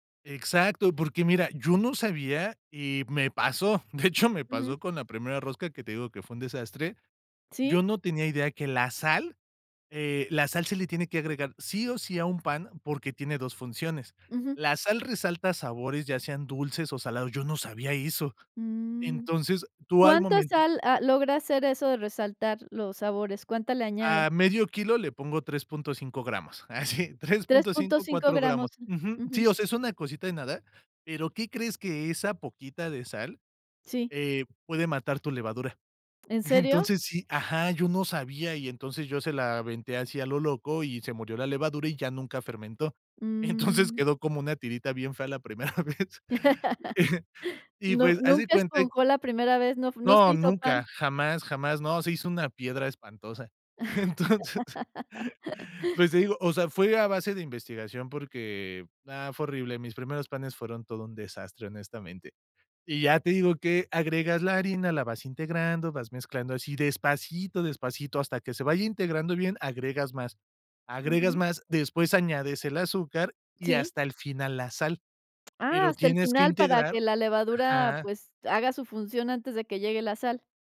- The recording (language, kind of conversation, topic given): Spanish, podcast, Cómo empezaste a hacer pan en casa y qué aprendiste
- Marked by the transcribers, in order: chuckle; chuckle; laugh; chuckle; laugh; other noise